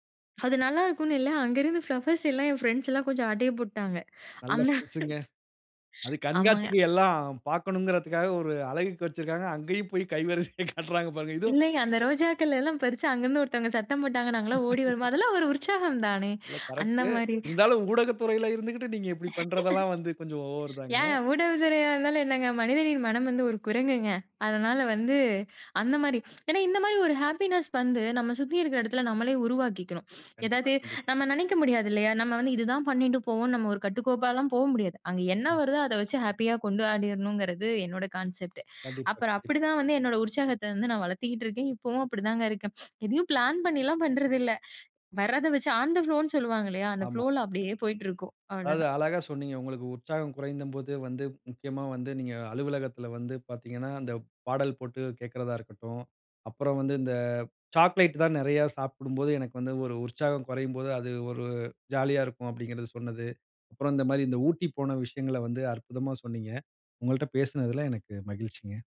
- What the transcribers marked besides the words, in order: in English: "ஃப்ளவர்ஸ்"; laughing while speaking: "அந்த"; laughing while speaking: "கைவரிசையை காட்டுறாங்க பாருங்க"; laugh; laughing while speaking: "இல்ல கரெக்ட்டு. இருந்தாலும் ஊடக துறையில … கொஞ்சம் ஓவர் தாங்க"; laugh; in English: "ஹேப்பினஸ்"; unintelligible speech; in English: "கான்செப்ட்"; sniff; in English: "ஆன் த ஃப்ளோன்னு"; "குறைந்தபோது" said as "குறைந்தம்போது"; other noise
- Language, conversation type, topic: Tamil, podcast, உற்சாகம் குறைந்த போது உங்களை நீங்கள் எப்படி மீண்டும் ஊக்கப்படுத்திக் கொள்வீர்கள்?